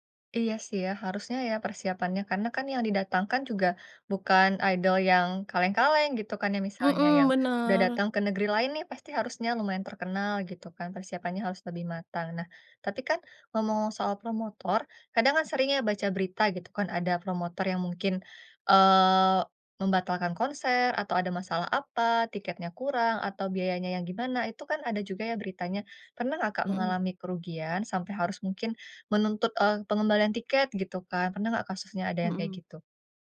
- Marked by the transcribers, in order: in English: "idol"; tapping
- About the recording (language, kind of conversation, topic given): Indonesian, podcast, Apa pengalaman menonton konser paling berkesan yang pernah kamu alami?